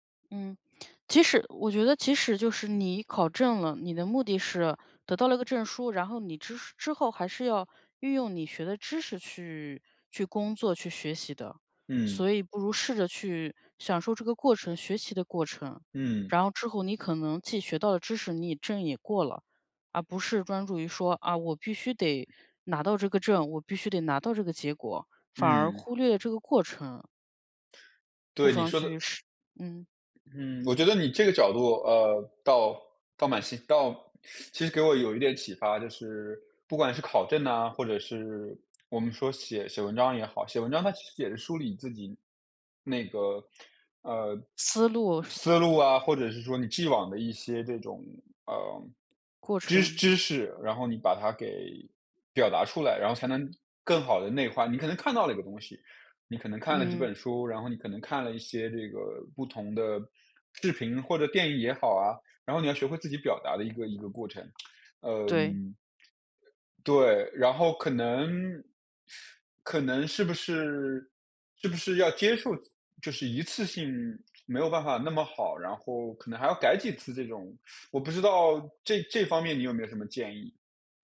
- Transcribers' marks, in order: teeth sucking; other background noise; lip smack; teeth sucking; teeth sucking
- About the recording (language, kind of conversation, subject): Chinese, advice, 我怎样放下完美主义，让作品开始顺畅推进而不再卡住？